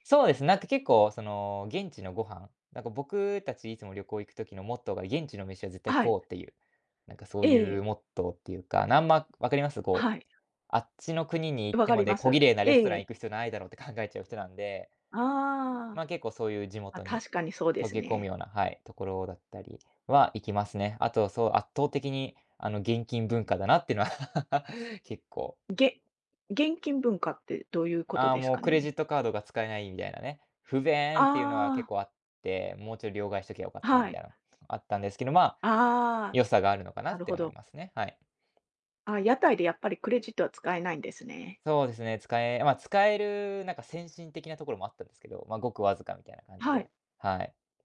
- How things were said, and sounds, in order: laugh; other background noise
- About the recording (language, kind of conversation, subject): Japanese, podcast, 市場や屋台で体験した文化について教えてもらえますか？